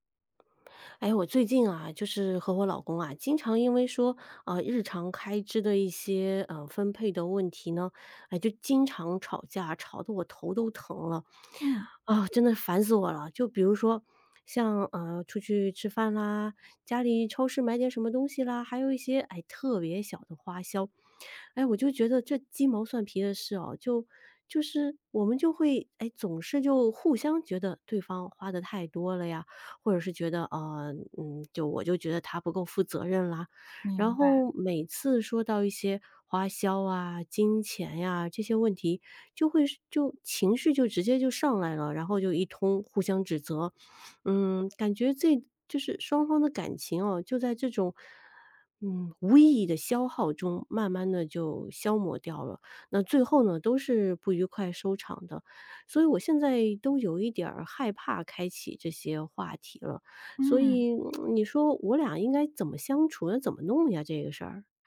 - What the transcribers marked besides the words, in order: other background noise; lip smack
- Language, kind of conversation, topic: Chinese, advice, 你和伴侣因日常开支意见不合、总是争吵且难以达成共识时，该怎么办？
- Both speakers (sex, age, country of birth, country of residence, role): female, 30-34, China, United States, advisor; female, 40-44, China, Spain, user